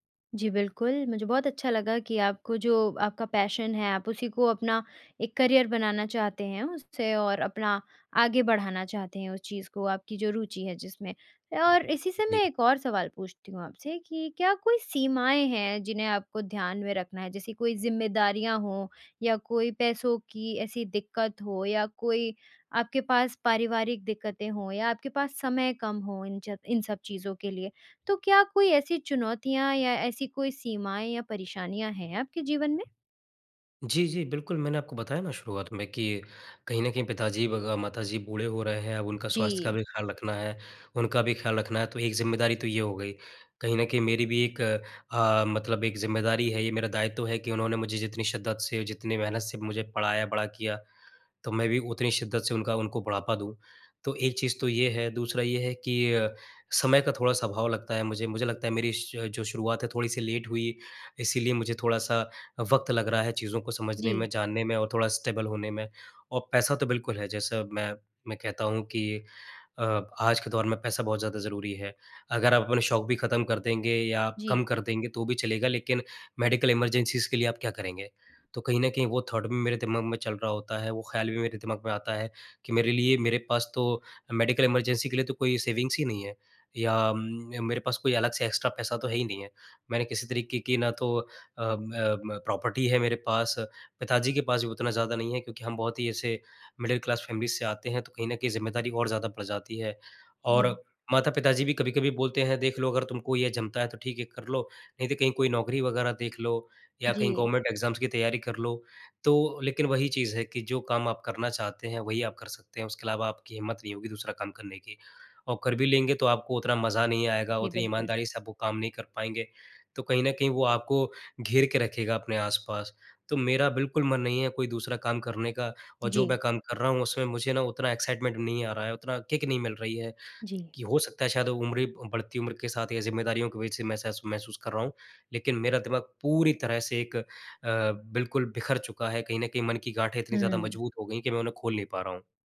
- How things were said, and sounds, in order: in English: "पैशन"; in English: "करियर"; in English: "लेट"; tapping; in English: "स्टेबल"; in English: "मेडिकल इमरजेंसीज़"; in English: "थॉट"; in English: "मेडिकल इमरजेंसी"; in English: "सेविंग्स"; in English: "एक्स्ट्रा"; in English: "प्रॉपर्टी"; in English: "मिडल क्लास फैमिलीज़"; in English: "गवर्नमेंट एग्ज़ाम्स"; in English: "एक्साइटमेंट"; in English: "किक"
- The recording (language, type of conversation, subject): Hindi, advice, आपको अपने करियर में उद्देश्य या संतुष्टि क्यों महसूस नहीं हो रही है?